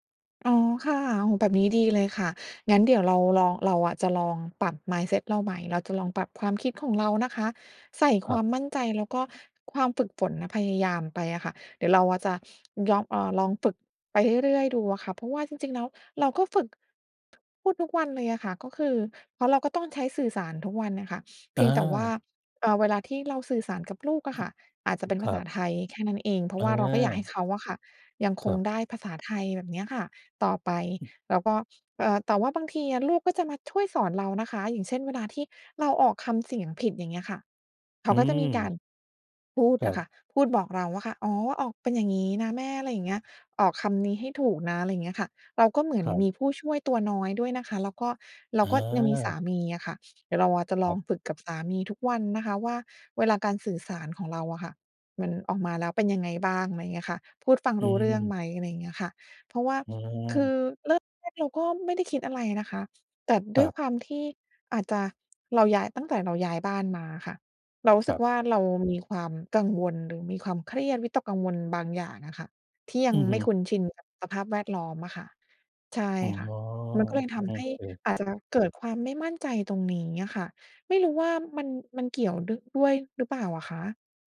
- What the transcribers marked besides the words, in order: throat clearing; tapping; background speech
- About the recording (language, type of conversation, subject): Thai, advice, ฉันจะยอมรับข้อบกพร่องและใช้จุดแข็งของตัวเองได้อย่างไร?